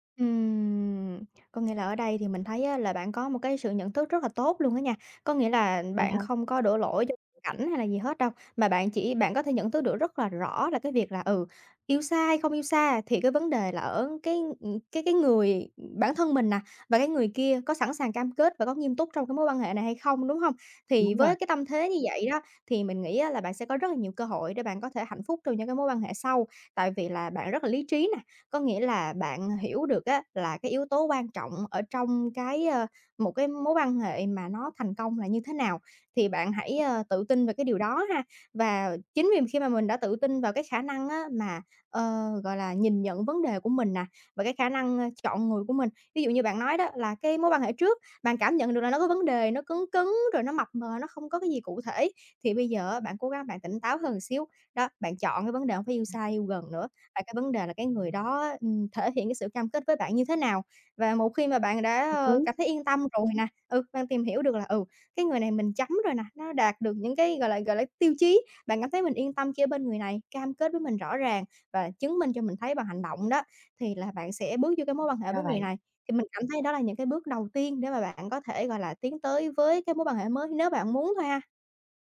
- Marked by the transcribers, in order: other background noise; tapping
- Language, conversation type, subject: Vietnamese, advice, Khi nào tôi nên bắt đầu hẹn hò lại sau khi chia tay hoặc ly hôn?